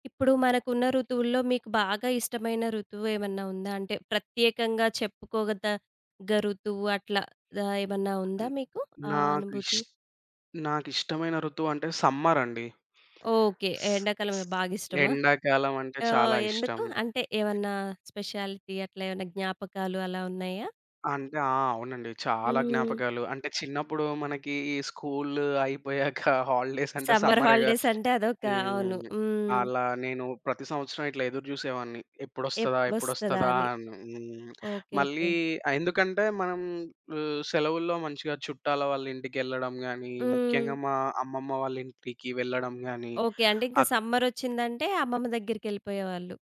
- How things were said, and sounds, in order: other background noise; in English: "సమ్మర్"; in English: "స్పెషాలిటీ"; in English: "హాలిడేస్"; in English: "సమ్మర్ హాలిడేస్"; in English: "సమ్మర్"
- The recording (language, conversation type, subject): Telugu, podcast, మీకు అత్యంత ఇష్టమైన ఋతువు ఏది, అది మీకు ఎందుకు ఇష్టం?